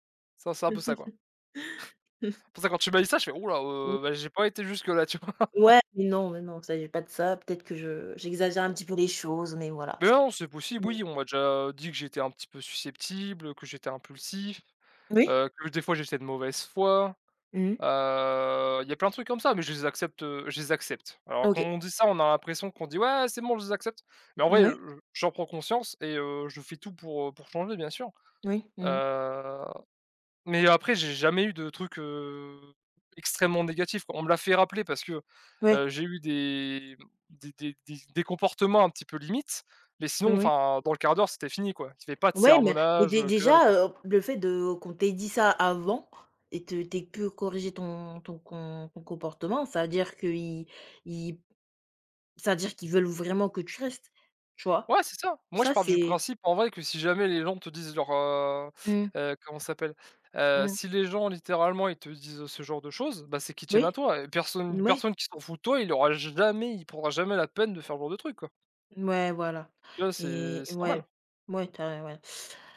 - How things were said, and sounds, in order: laugh; chuckle; laughing while speaking: "tu vois ?"; chuckle; other background noise; drawn out: "heu"; put-on voice: "Ouais, c'est bon, je les accepte"; drawn out: "heu"; drawn out: "heu"; stressed: "avant"
- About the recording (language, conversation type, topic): French, unstructured, Penses-tu que la vérité doit toujours être dite, même si elle blesse ?